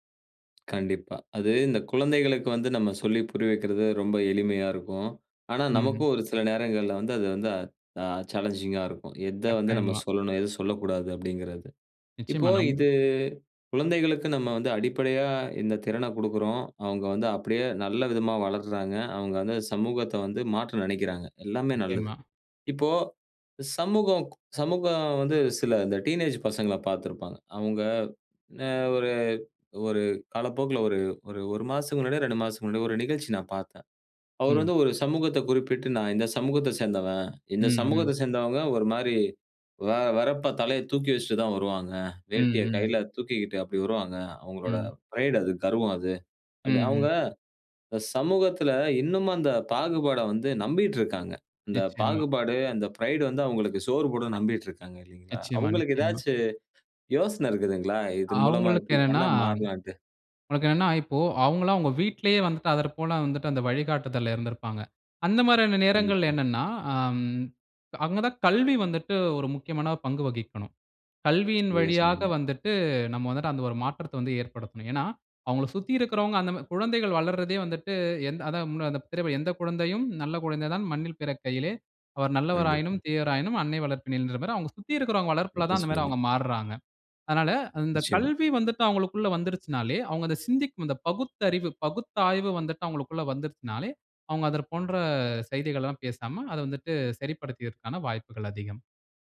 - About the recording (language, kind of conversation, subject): Tamil, podcast, கதைகள் மூலம் சமூக மாற்றத்தை எவ்வாறு தூண்ட முடியும்?
- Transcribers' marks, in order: other noise; in English: "சாலஞ்சிங்கா"; in English: "பிரைட்"; in English: "பிரைடு"; drawn out: "அவங்களுக்கு"; horn; singing: "எந்த குழந்தையும் நல்ல குழந்தை தான் மண்ணில் பிறக்கையிலே, அவர் நல்லவராயினும், தீயவராயினும் அன்னை வளர்ப்பின்ற"; unintelligible speech; other street noise